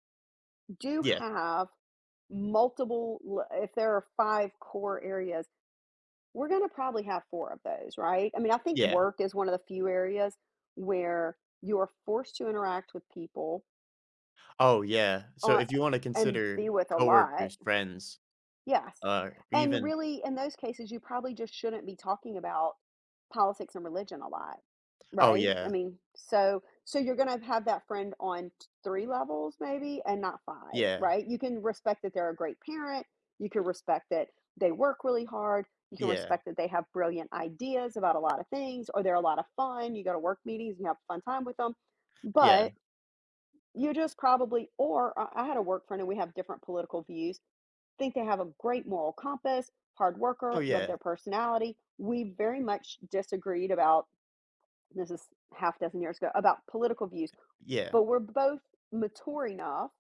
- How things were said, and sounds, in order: other background noise; tapping
- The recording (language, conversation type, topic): English, unstructured, How can people maintain strong friendships when they disagree on important issues?
- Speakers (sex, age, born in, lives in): female, 50-54, United States, United States; male, 20-24, United States, United States